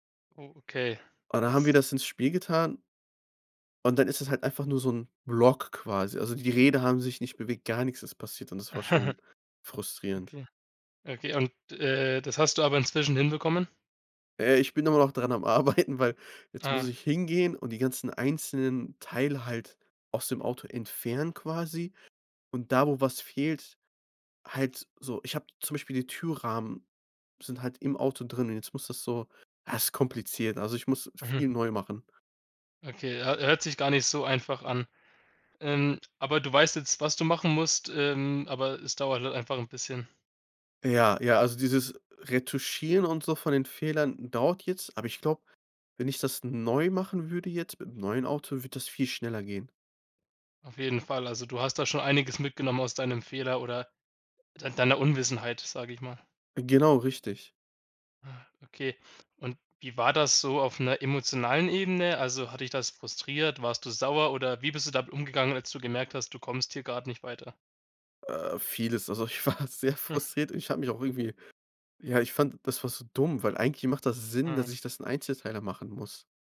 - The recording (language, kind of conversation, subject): German, podcast, Welche Rolle spielen Fehler in deinem Lernprozess?
- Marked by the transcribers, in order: other background noise; chuckle; laughing while speaking: "Arbeiten"; laughing while speaking: "ich war sehr frustriert"